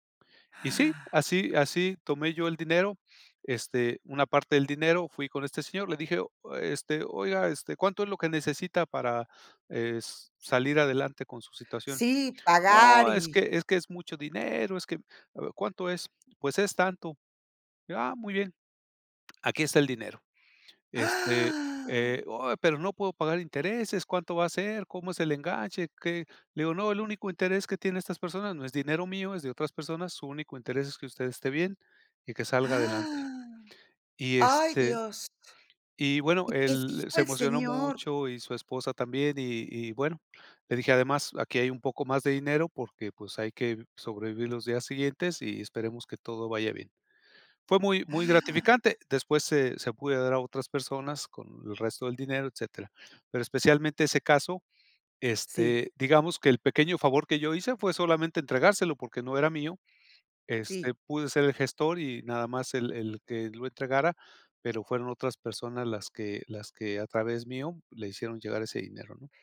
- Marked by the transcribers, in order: inhale; inhale; inhale; surprised: "Ay, Dios"; inhale
- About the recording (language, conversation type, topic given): Spanish, podcast, ¿Cómo fue que un favor pequeño tuvo consecuencias enormes para ti?